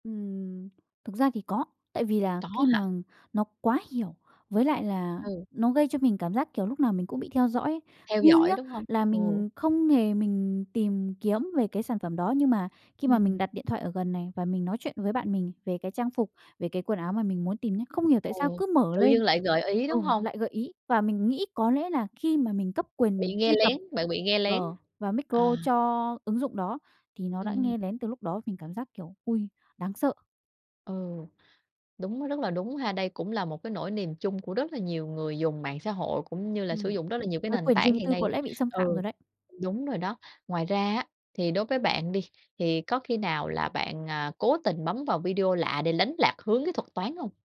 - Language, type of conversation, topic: Vietnamese, podcast, Bạn thấy thuật toán ảnh hưởng đến gu xem của mình như thế nào?
- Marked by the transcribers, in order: other background noise; tapping